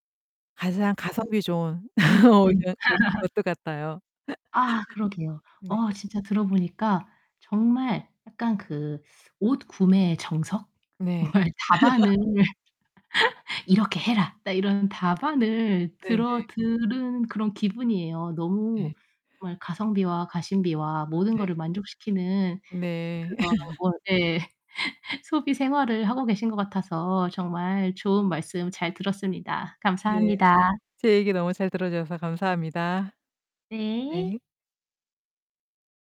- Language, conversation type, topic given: Korean, podcast, 옷을 고를 때 가장 중요하게 생각하는 기준은 무엇인가요?
- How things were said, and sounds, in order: distorted speech; laugh; unintelligible speech; laugh; other background noise; laugh; laughing while speaking: "예"; laugh